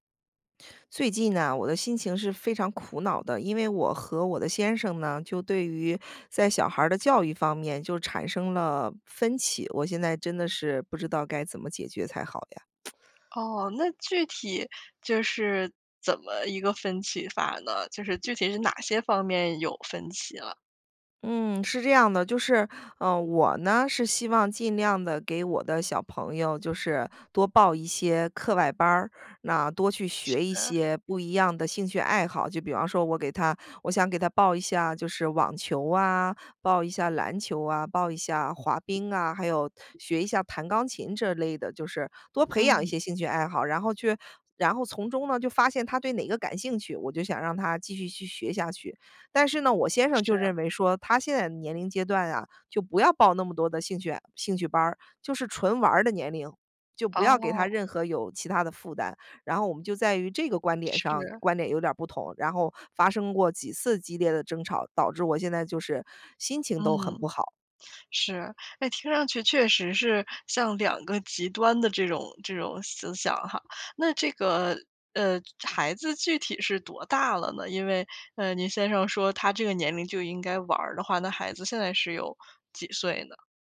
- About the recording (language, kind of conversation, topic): Chinese, advice, 我该如何描述我与配偶在育儿方式上的争执？
- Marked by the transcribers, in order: tsk; other background noise